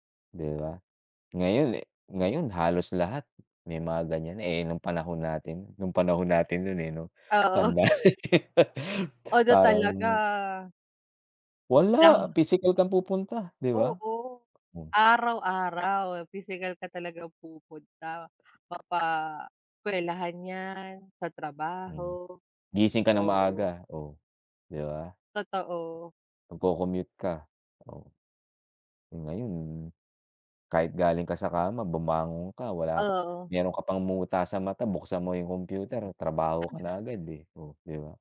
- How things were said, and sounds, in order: tapping; unintelligible speech; laugh; other background noise
- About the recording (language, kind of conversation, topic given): Filipino, unstructured, Ano ang tingin mo sa epekto ng teknolohiya sa lipunan?